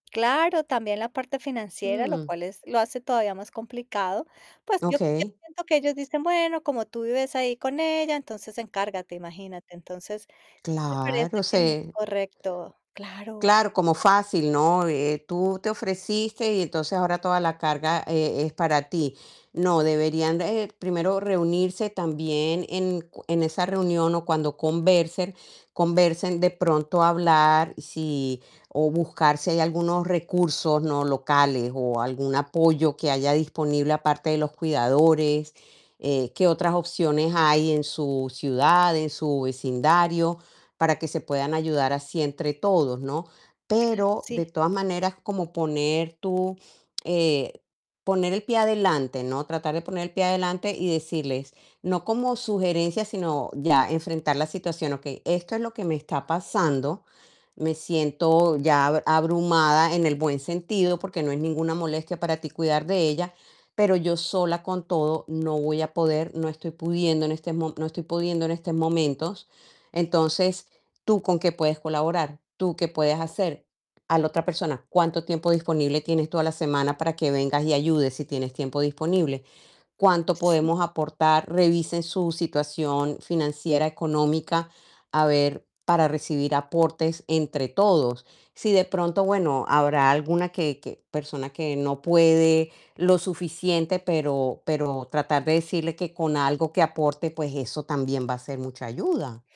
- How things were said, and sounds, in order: static; distorted speech; "pudiendo" said as "podiendo"
- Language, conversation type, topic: Spanish, advice, ¿Cómo puedo convertirme en el cuidador principal de un familiar mayor?